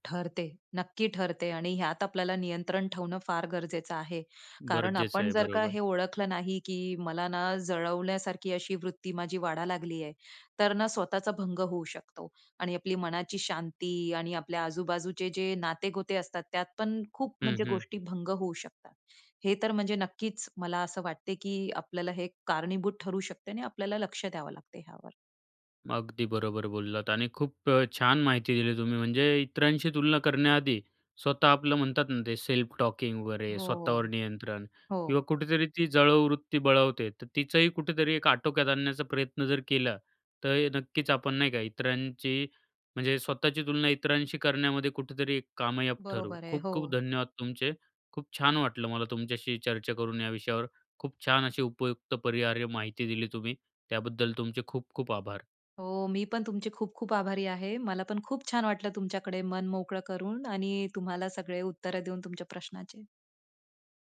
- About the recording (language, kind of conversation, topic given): Marathi, podcast, तुम्ही स्वतःची तुलना थांबवण्यासाठी काय करता?
- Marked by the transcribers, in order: "गरजेच" said as "बरजेच"; in English: "सेल्फ टॉकिंग"; drawn out: "हो"; tapping